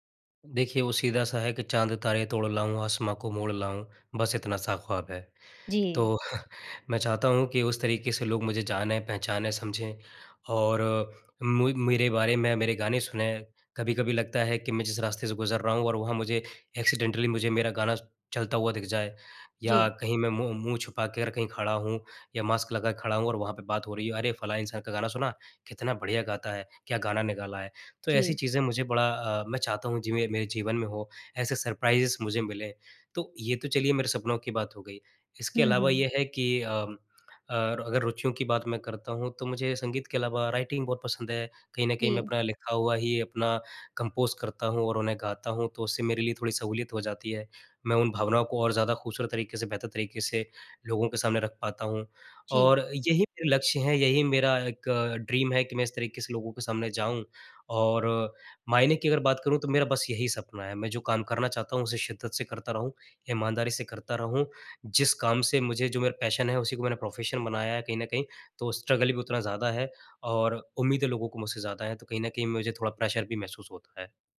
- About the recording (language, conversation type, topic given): Hindi, advice, आपको अपने करियर में उद्देश्य या संतुष्टि क्यों महसूस नहीं हो रही है?
- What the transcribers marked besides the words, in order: chuckle; in English: "एक्सीडेंटली"; in English: "मास्क"; in English: "सरप्राइज़"; in English: "राइटिंग"; in English: "कंपोज़"; in English: "ड्रीम"; in English: "पैशन"; in English: "प्रोफ़ेशन"; in English: "स्ट्रगल"; in English: "प्रेशर"